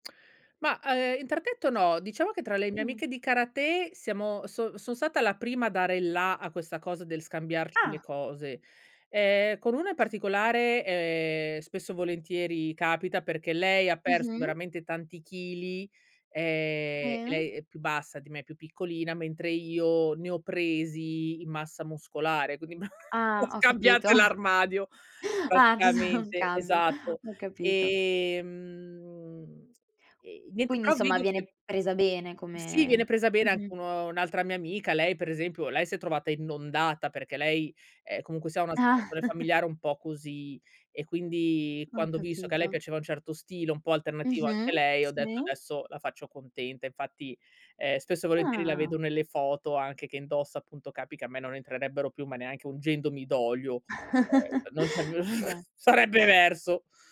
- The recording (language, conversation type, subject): Italian, podcast, Come fai a liberarti del superfluo?
- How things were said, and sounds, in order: other background noise; laughing while speaking: "ma"; unintelligible speech; chuckle; laughing while speaking: "Ah, giu non cambia"; drawn out: "Ehm"; chuckle; chuckle; chuckle